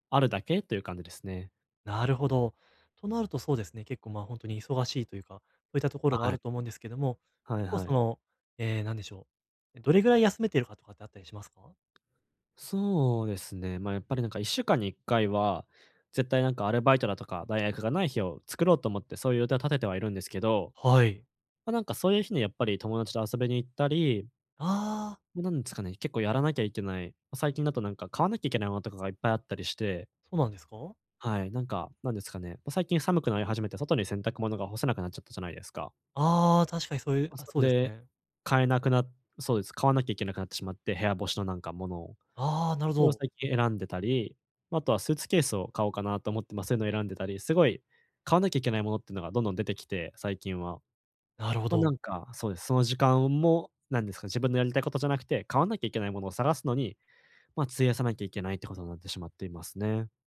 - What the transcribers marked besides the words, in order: tapping
- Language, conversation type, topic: Japanese, advice, 家でゆっくり休んで疲れを早く癒すにはどうすればいいですか？